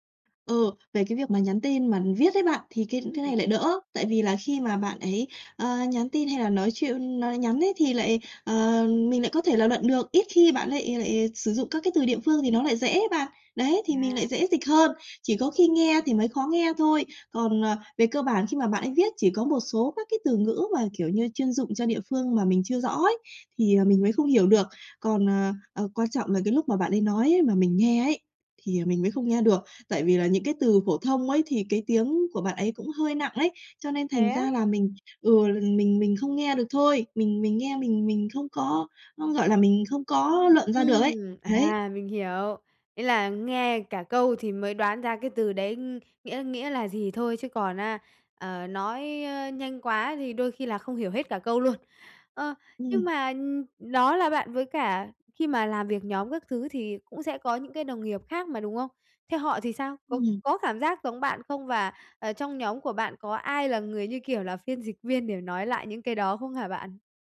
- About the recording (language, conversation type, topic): Vietnamese, advice, Bạn gặp những khó khăn gì khi giao tiếp hằng ngày do rào cản ngôn ngữ?
- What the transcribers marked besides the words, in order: other background noise; tapping